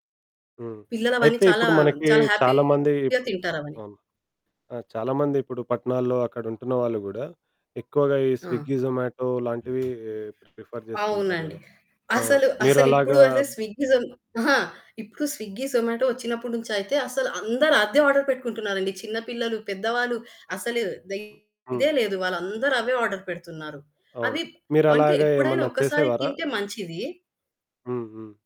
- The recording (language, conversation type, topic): Telugu, podcast, వంటను పంచుకునేటప్పుడు అందరి ఆహార అలవాట్ల భిన్నతలను మీరు ఎలా గౌరవిస్తారు?
- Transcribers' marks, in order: distorted speech; in English: "హ్యాపీగా"; other background noise; in English: "స్విగ్గీ, జొమాటో"; in English: "స్విగ్గీ"; in English: "ప్రిఫర్"; in English: "స్విగ్గీ, జొమాటో"; in English: "ఆర్డర్"; in English: "ఆర్డర్"